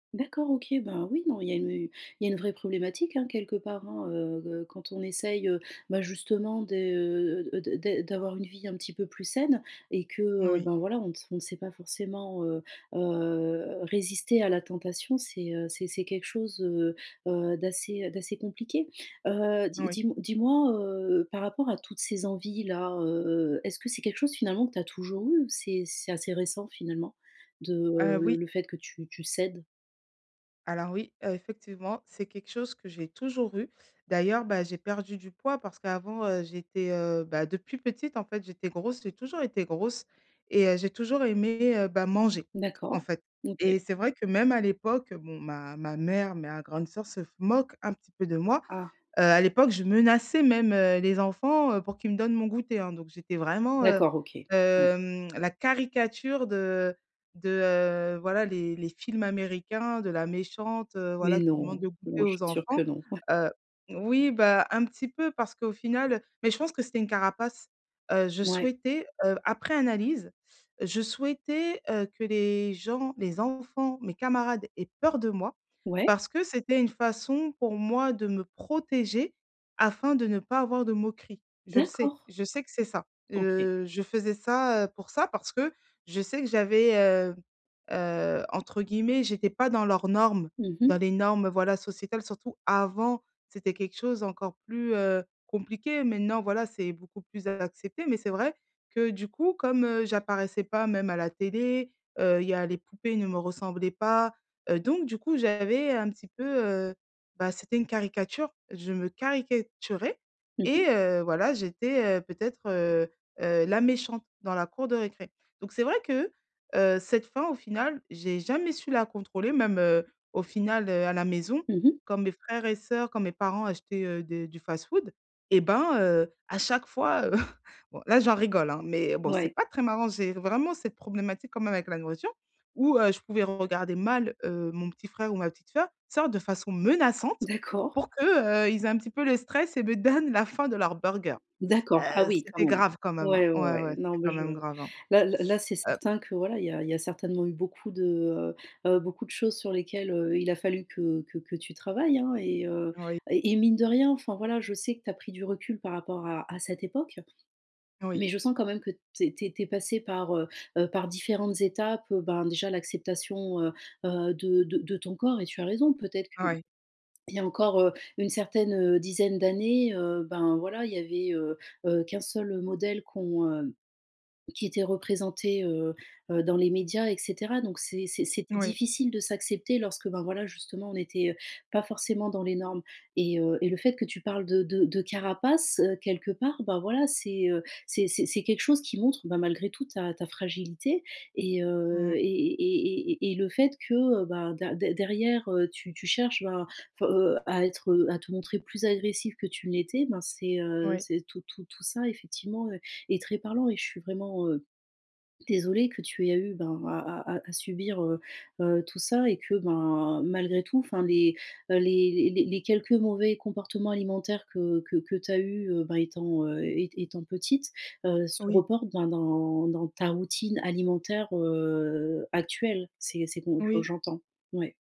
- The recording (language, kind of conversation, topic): French, advice, Comment reconnaître les signaux de faim et de satiété ?
- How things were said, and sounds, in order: chuckle; stressed: "peur"; stressed: "avant"; chuckle